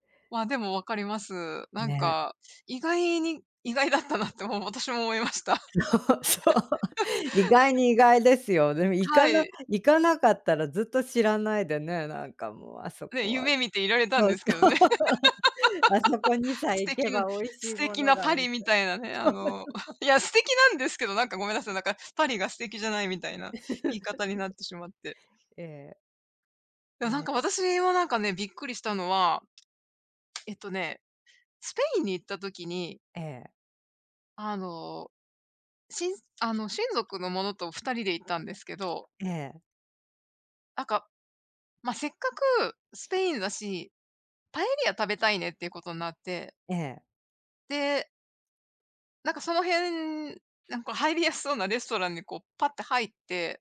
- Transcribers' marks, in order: laughing while speaking: "意外だったなってもう"; laughing while speaking: "そう そう"; chuckle; laughing while speaking: "そう そう"; laugh; chuckle; chuckle; unintelligible speech; unintelligible speech; chuckle; tapping; laughing while speaking: "入りやすそう"
- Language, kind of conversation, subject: Japanese, unstructured, 旅先で食べ物に驚いた経験はありますか？